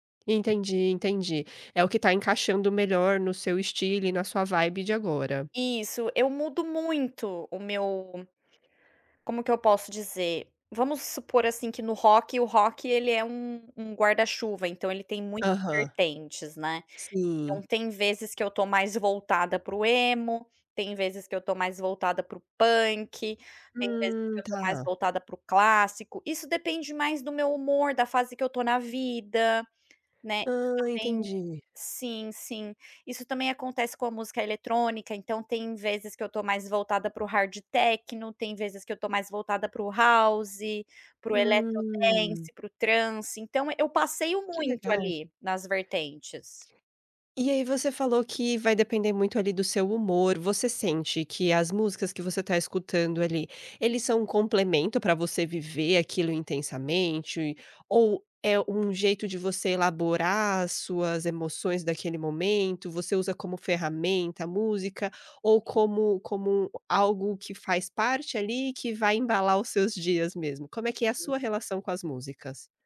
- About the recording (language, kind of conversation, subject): Portuguese, podcast, Como você escolhe novas músicas para ouvir?
- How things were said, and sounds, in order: none